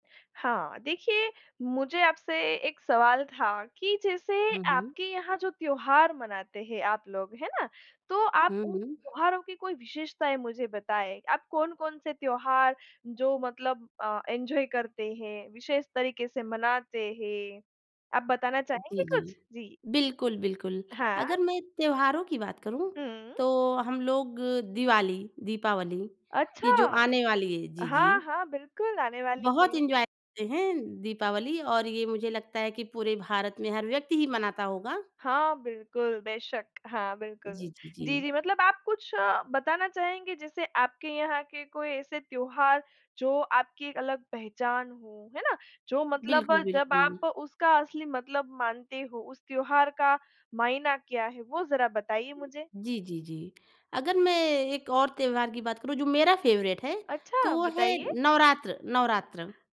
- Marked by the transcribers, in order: in English: "एन्जॉय"; in English: "एन्जॉय"; other background noise; in English: "फ़ेवरेट"
- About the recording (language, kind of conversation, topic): Hindi, podcast, त्योहारों का असल मतलब आपके लिए क्या है?